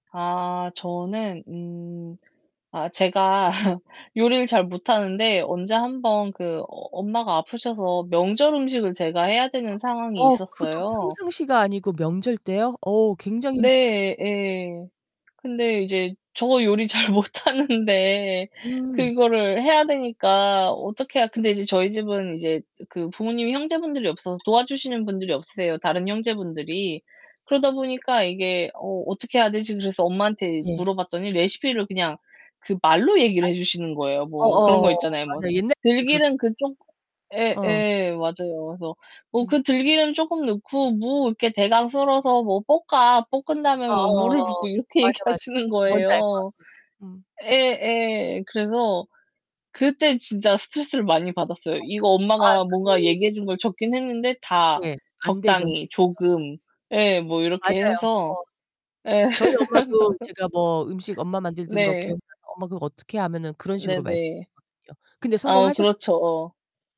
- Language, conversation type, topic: Korean, unstructured, 음식을 준비할 때 가장 중요하다고 생각하는 점은 무엇인가요?
- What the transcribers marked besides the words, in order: laugh; other background noise; laughing while speaking: "잘 못하는데"; unintelligible speech; unintelligible speech; distorted speech; laughing while speaking: "얘기하시는 거예요"; unintelligible speech; unintelligible speech; laugh